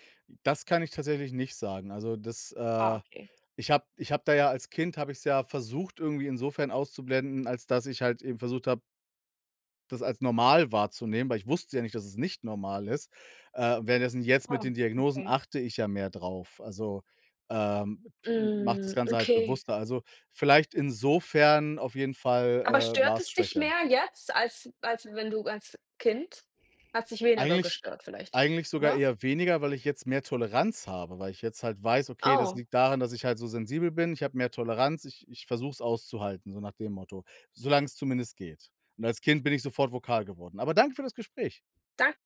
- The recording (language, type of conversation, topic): German, unstructured, Gibt es einen Geruch, der dich sofort an deine Vergangenheit erinnert?
- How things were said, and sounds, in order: none